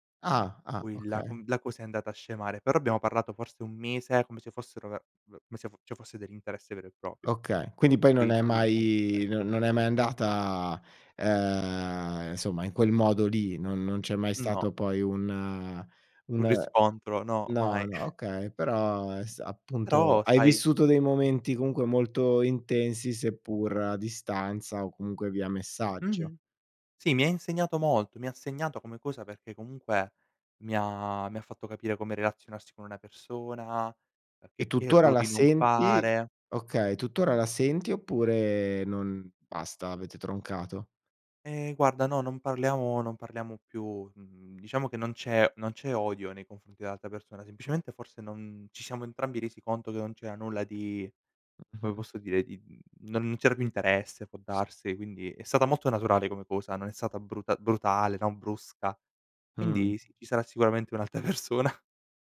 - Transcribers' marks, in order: tapping; chuckle; chuckle; laughing while speaking: "un'altra persona"
- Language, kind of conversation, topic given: Italian, podcast, Hai mai incontrato qualcuno in viaggio che ti ha segnato?